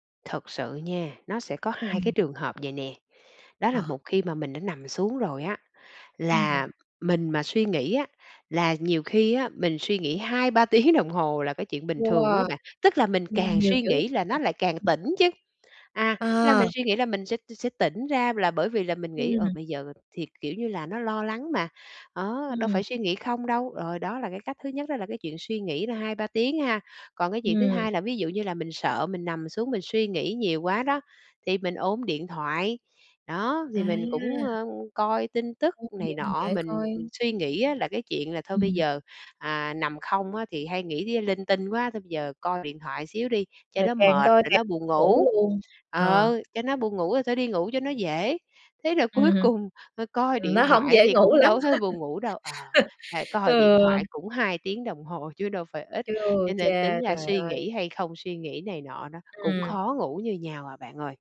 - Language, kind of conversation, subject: Vietnamese, advice, Khó ngủ vì suy nghĩ liên tục về tương lai
- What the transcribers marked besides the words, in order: other background noise; laughing while speaking: "tiếng"; unintelligible speech; tapping; unintelligible speech; laughing while speaking: "cuối cùng"; laugh